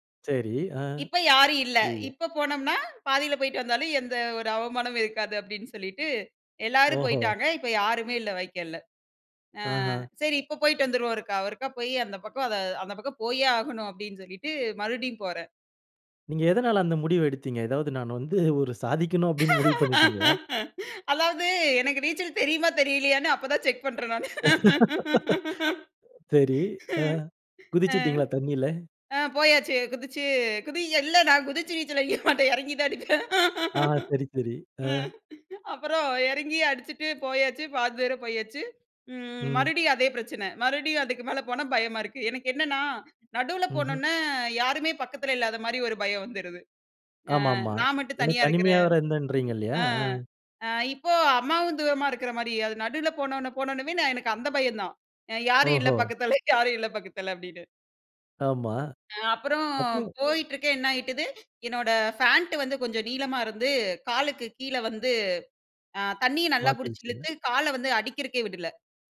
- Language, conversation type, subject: Tamil, podcast, அவசரநிலையில் ஒருவர் உங்களை காப்பாற்றிய அனுபவம் உண்டா?
- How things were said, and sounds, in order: unintelligible speech; laughing while speaking: "ஏதாவது நான் வந்து ஒரு சாதிக்கன்னு அப்டின்னு முடிவு பண்ணிடீங்ககளா?"; laughing while speaking: "அதாவது, எனக்கு நீச்சல் தெரியுமா தெரியலையான்னு … பாதி தூரம் போயாச்சு"; laughing while speaking: "சரி, ஆ குதிச்சுட்டீங்களா தண்ணில?"; afraid: "பாதி தூரம் போயாச்சு, ம் மறுபடியும் … இல்ல பக்கத்துல. அப்டின்னு"; laughing while speaking: "ஆ. சரி, சரி. ஆ"; laughing while speaking: "அ யாரும் இல்ல பக்கத்துல, யாரும் இல்ல பக்கத்துல. அப்டின்னு"